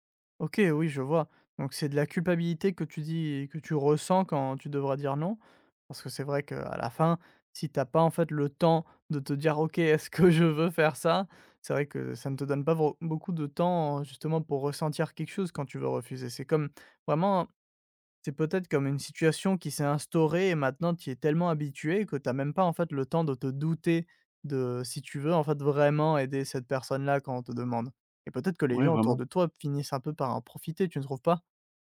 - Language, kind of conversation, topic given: French, advice, Comment puis-je apprendre à dire non et à poser des limites personnelles ?
- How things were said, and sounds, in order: laughing while speaking: "Est-ce que je veux"; stressed: "douter"